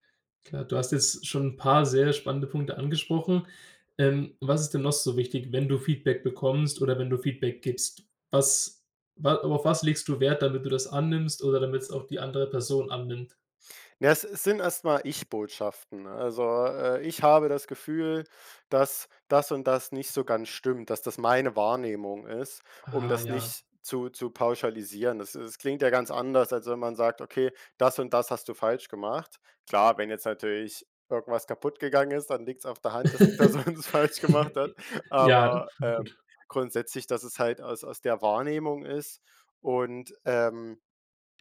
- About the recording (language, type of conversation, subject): German, podcast, Wie kannst du Feedback nutzen, ohne dich kleinzumachen?
- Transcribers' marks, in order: laugh; laughing while speaking: "dass die Person das falsch gemacht hat"